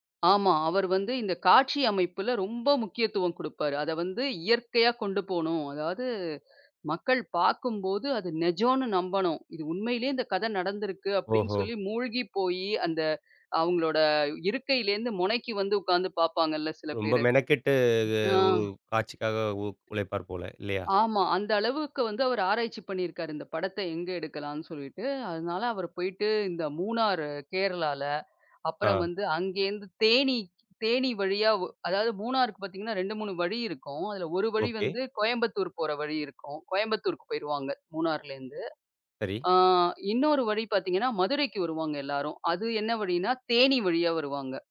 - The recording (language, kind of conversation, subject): Tamil, podcast, மறுபடியும் பார்க்கத் தூண்டும் திரைப்படங்களில் பொதுவாக என்ன அம்சங்கள் இருக்கும்?
- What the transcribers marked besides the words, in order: other background noise; "அளவுக்கு" said as "அளவூக்கு"